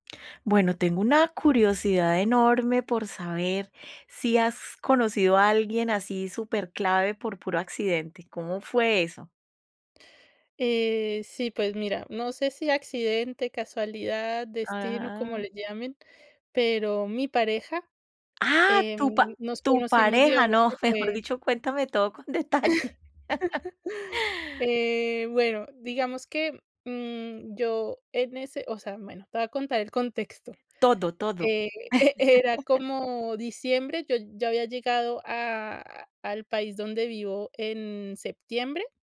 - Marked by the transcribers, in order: tapping; laughing while speaking: "no, mejor dicho, cuéntame todo con detalle"; chuckle; chuckle
- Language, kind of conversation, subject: Spanish, podcast, ¿Has conocido por accidente a alguien que se volvió clave en tu vida?